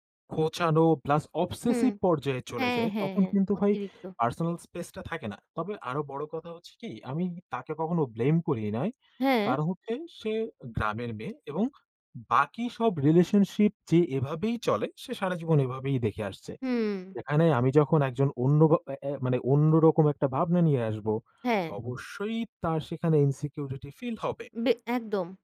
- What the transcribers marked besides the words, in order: none
- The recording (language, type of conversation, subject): Bengali, unstructured, তুমি কি মনে করো প্রেমের সম্পর্কে একে অপরকে একটু নিয়ন্ত্রণ করা ঠিক?